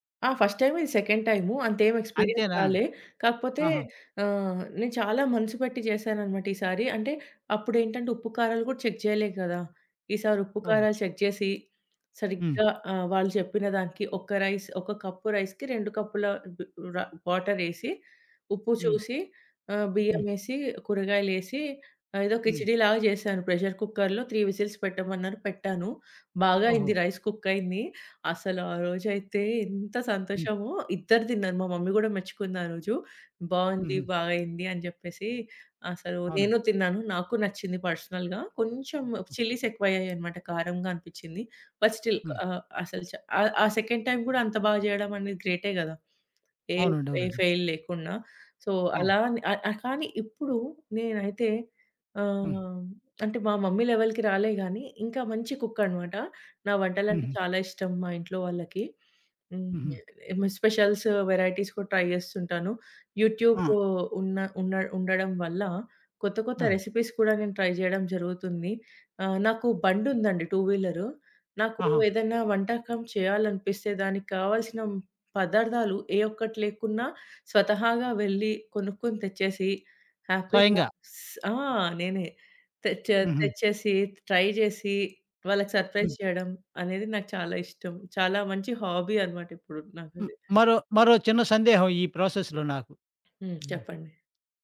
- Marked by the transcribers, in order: in English: "ఫస్ట్ టైమ్"; in English: "సెకండ్"; in English: "ఎక్స్పీరియన్స్"; in English: "చెక్"; in English: "చెక్"; in English: "రైస్"; in English: "కప్ రైస్‌కి"; in English: "ప్రెషర్ కుక్కర్‌లో త్రీ విసిల్స్"; in English: "రైస్ కుక్"; other background noise; in English: "పర్సనల్‌గా"; in English: "చిల్లీస్"; in English: "బట్ స్టిల్"; in English: "సెకండ్ టైమ్"; in English: "ఫెయిల్"; in English: "సో"; in English: "మమ్మీ లెవెల్‌కి"; in English: "కుక్"; in English: "స్పెషల్స్, వెరైటీస్"; in English: "ట్రై"; in English: "యూట్యూబ్"; in English: "రెసిపీస్"; in English: "ట్రై"; in English: "టూ వీలర్"; in English: "హ్యాపీగా"; in English: "ట్రై"; in English: "సర్‌ప్రైజ్"; in English: "హాబీ"; in English: "ప్రాసెస్‌లో"
- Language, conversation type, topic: Telugu, podcast, మీకు గుర్తున్న మొదటి వంట జ్ఞాపకం ఏమిటి?